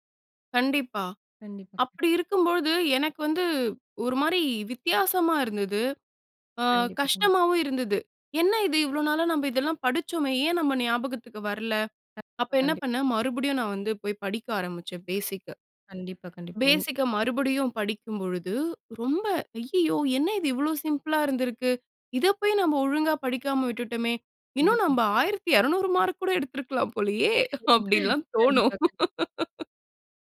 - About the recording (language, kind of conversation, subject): Tamil, podcast, நீங்கள் கல்வியை ஆயுள் முழுவதும் தொடரும் ஒரு பயணமாகக் கருதுகிறீர்களா?
- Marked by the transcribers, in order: in English: "பேசிக்கு. பேசிக்கு"; surprised: "ஐய்யயோ! என்ன இது இவ்ளோ சிம்பிள்ளா இருந்திருக்கு. இத போய் நம்ம ஒழுங்கா படிக்காம விட்டுட்டோமே"; laughing while speaking: "ஆயிரத்து இருநூறு மார்க் கூட எடுத்திருக்கலாம் போலயே. அப்டின்னுலாம் தோணும்"; laughing while speaking: "கண்டிப்பா. கண்டிப்பா"